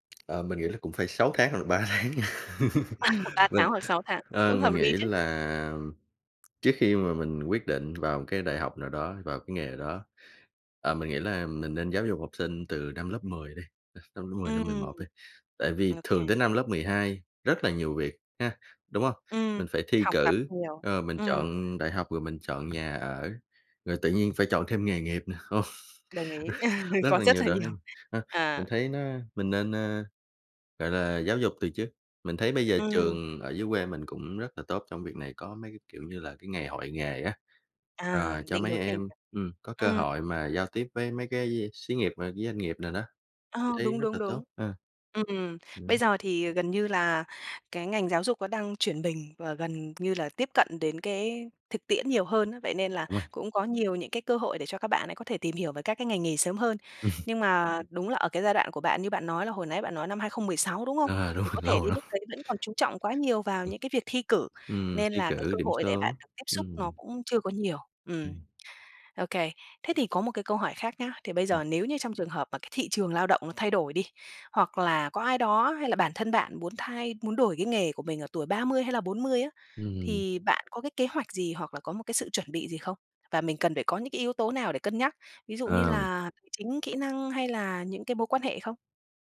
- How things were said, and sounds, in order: tapping; laughing while speaking: "tháng nha"; laughing while speaking: "À"; laugh; other background noise; unintelligible speech; laughing while speaking: "không?"; laugh; laughing while speaking: "nhiều"; unintelligible speech; laugh; laughing while speaking: "rồi"; laughing while speaking: "lắm"
- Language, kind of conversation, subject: Vietnamese, podcast, Bạn quyết định chọn nghề như thế nào?